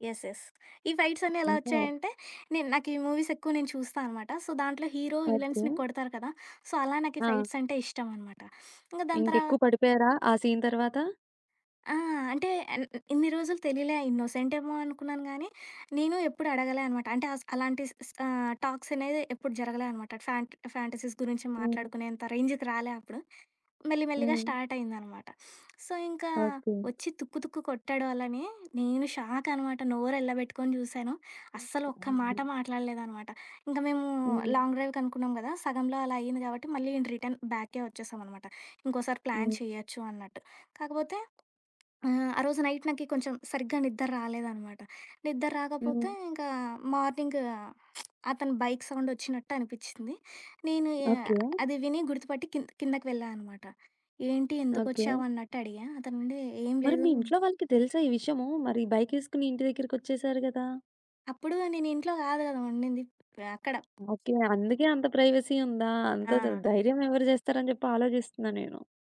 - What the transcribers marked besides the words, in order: in English: "యెస్ యెస్"; in English: "ఫైట్స్"; tapping; in English: "మూవీస్"; in English: "సో"; in English: "విలన్స్‌ని"; in English: "సో"; in English: "ఫైట్స్"; in English: "సీన్"; other background noise; in English: "ఫ్యాంట్ ఫ్యాంటసీస్"; sniff; in English: "సో"; in English: "లాంగ్"; in English: "ఇన్ రిటర్న్"; in English: "ప్లాన్"; in English: "నైట్"; lip smack; in English: "ప్రైవసీ"
- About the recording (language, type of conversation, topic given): Telugu, podcast, మీ వివాహ దినాన్ని మీరు ఎలా గుర్తుంచుకున్నారు?